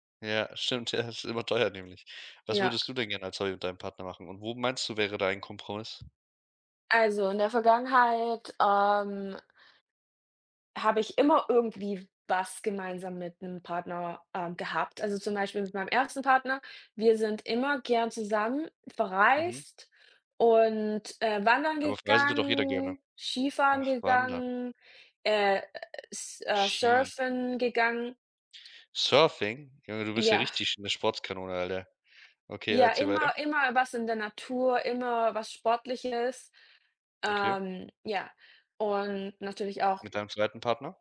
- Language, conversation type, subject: German, unstructured, Wie findest du in einer schwierigen Situation einen Kompromiss?
- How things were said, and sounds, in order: laughing while speaking: "ja"